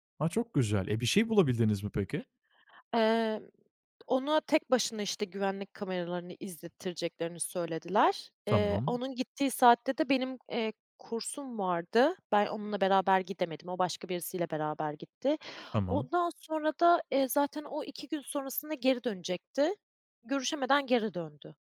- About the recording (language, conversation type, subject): Turkish, podcast, Cüzdanın hiç çalındı mı ya da kayboldu mu?
- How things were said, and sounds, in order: none